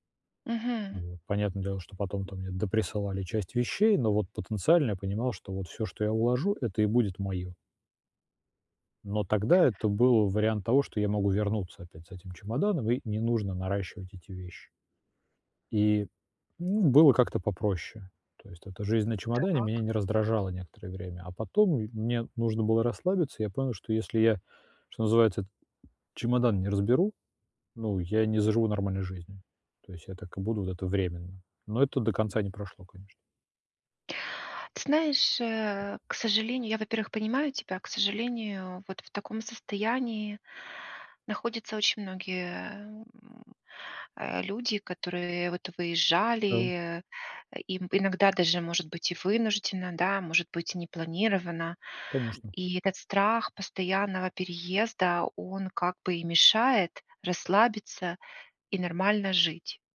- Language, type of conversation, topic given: Russian, advice, Как отпустить эмоциональную привязанность к вещам без чувства вины?
- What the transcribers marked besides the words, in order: other background noise; tapping